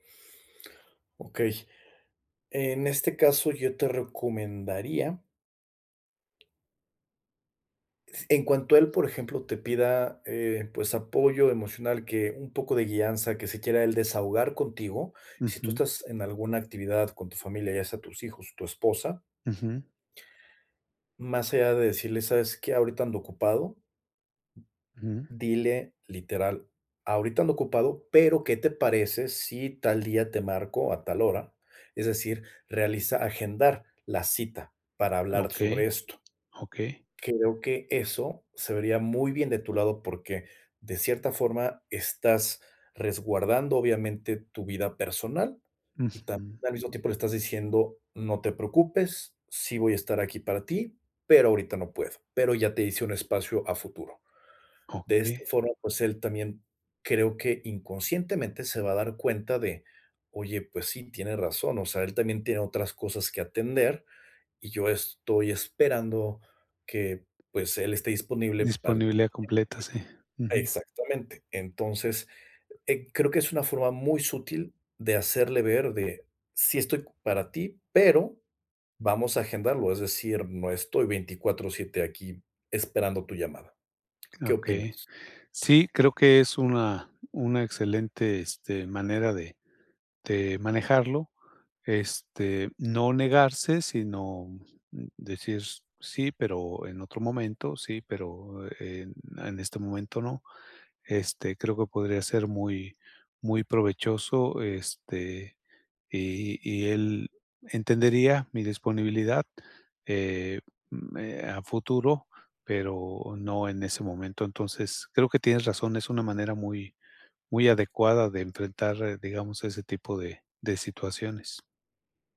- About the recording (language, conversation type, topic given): Spanish, advice, ¿Cómo puedo equilibrar el apoyo a los demás con mis necesidades personales?
- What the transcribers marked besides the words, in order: tapping; other background noise; unintelligible speech